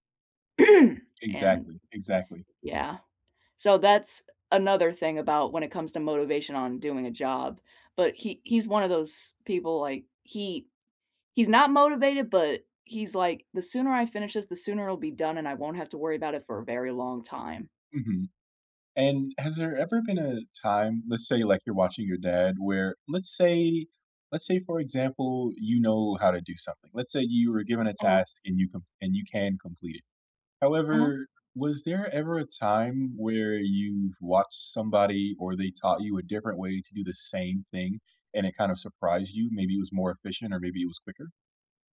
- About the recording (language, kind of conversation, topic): English, unstructured, What is your favorite way to learn new things?
- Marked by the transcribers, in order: throat clearing; tapping; other background noise